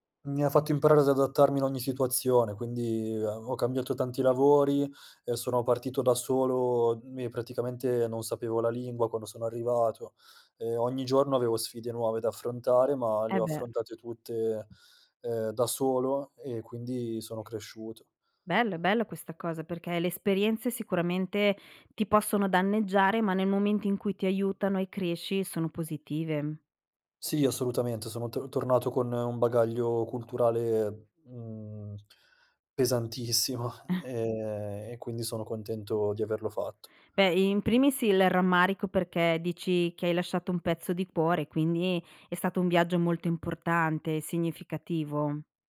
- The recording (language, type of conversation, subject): Italian, podcast, Come è cambiata la tua identità vivendo in posti diversi?
- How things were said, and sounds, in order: tapping; other background noise; laughing while speaking: "pesantissimo"; chuckle